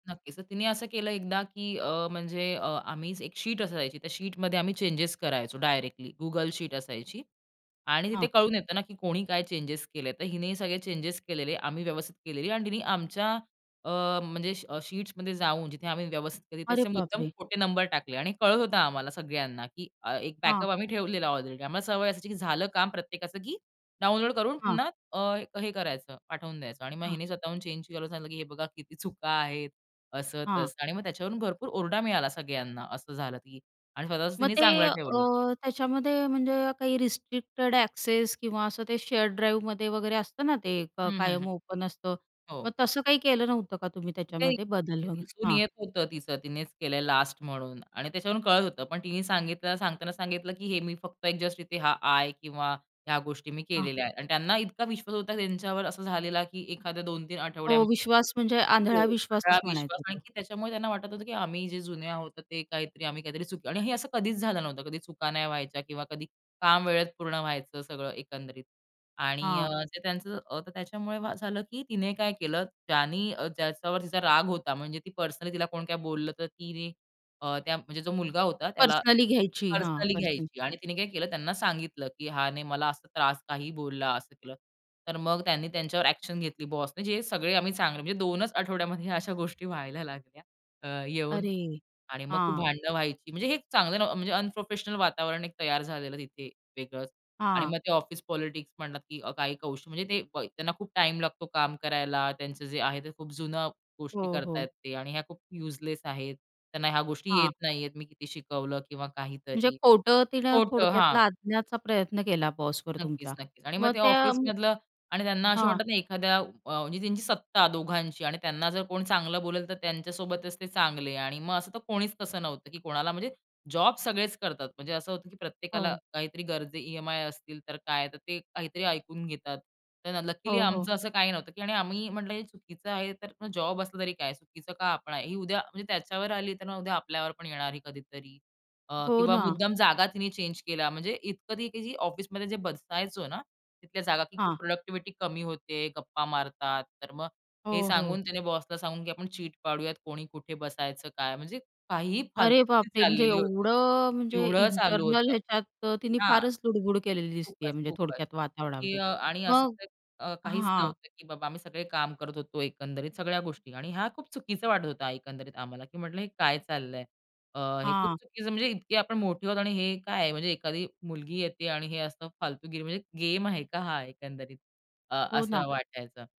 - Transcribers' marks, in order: other background noise; surprised: "अरे बापरे!"; in English: "रिस्ट्रिक्टेड एक्सेस"; in English: "शेअर ड्राईव्हमध्ये"; in English: "ओपन"; tapping; in English: "ॲक्शन"; in English: "अनप्रोफेशनल"; in English: "युजलेस"; in English: "प्रॉडक्टिव्हिटी"; surprised: "अरे बापरे!"
- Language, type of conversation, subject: Marathi, podcast, ऑफिसमधील राजकारण कसे ओळखावे आणि त्यावर कसे वागावे?